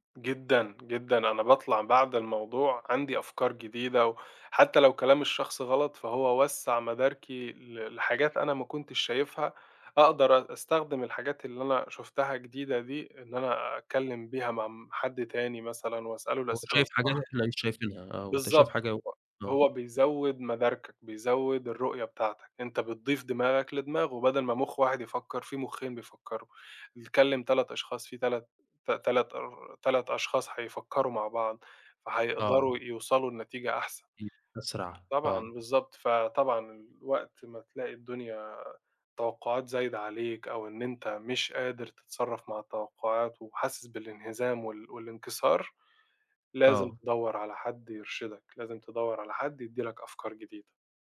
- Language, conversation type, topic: Arabic, podcast, إزاي بتتعامل مع ضغط توقعات الناس منك؟
- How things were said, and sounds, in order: other background noise; unintelligible speech; tapping